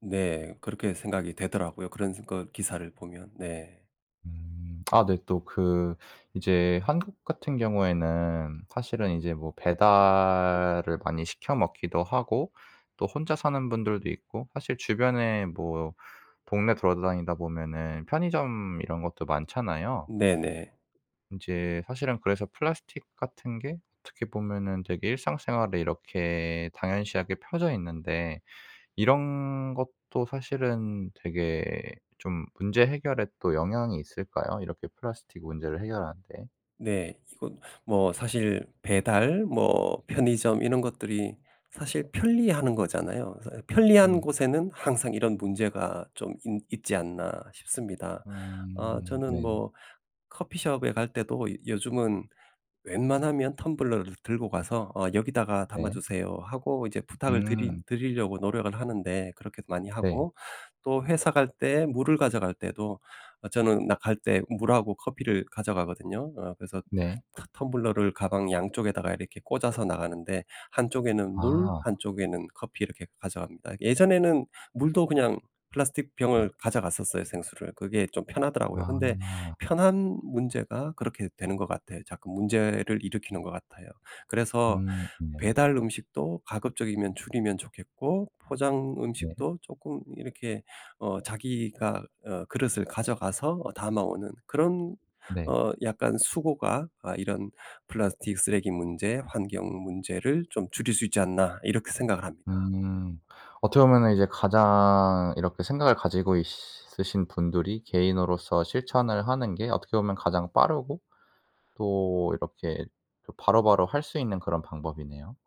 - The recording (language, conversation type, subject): Korean, podcast, 플라스틱 쓰레기 문제, 어떻게 해결할 수 있을까?
- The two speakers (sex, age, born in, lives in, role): male, 25-29, South Korea, South Korea, host; male, 50-54, South Korea, United States, guest
- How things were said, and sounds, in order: none